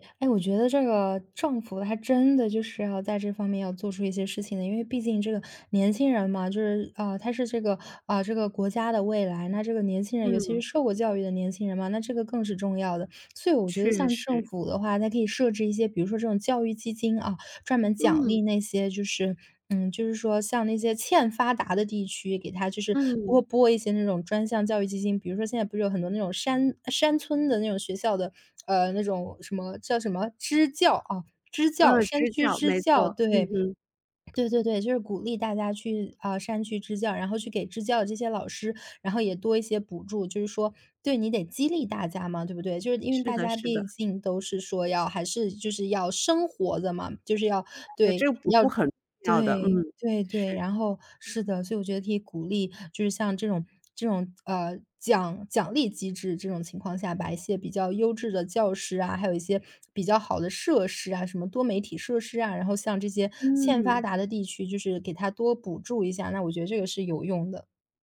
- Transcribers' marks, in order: other background noise
- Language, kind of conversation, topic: Chinese, podcast, 学校应该如何应对教育资源不均的问题？